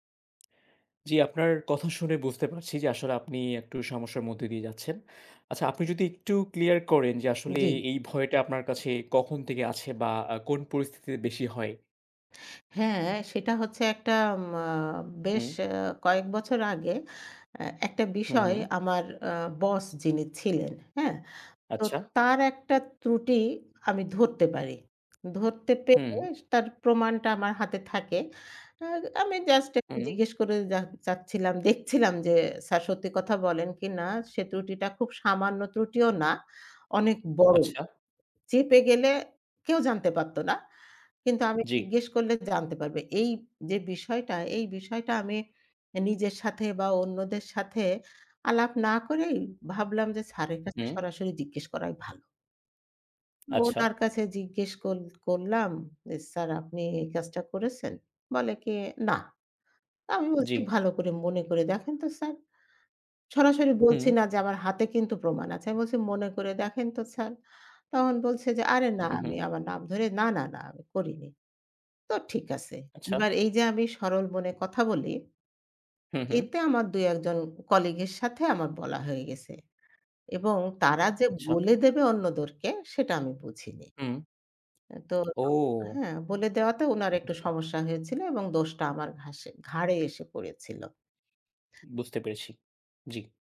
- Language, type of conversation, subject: Bengali, advice, কাজের জায়গায় নিজেকে খোলামেলা প্রকাশ করতে আপনার ভয় কেন হয়?
- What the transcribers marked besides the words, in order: tapping; other background noise; in English: "colleague"; "অন্যদেরকে" said as "অন্যদরকে"